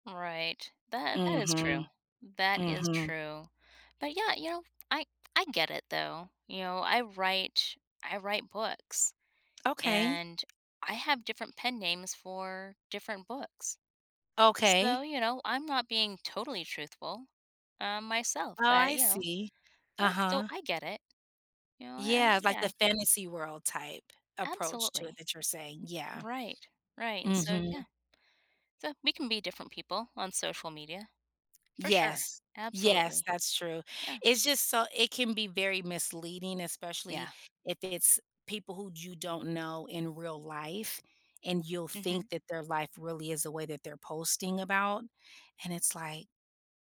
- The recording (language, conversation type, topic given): English, advice, How can I be content when my friends can afford luxuries I can't?
- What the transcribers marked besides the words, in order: tapping; "write" said as "wriche"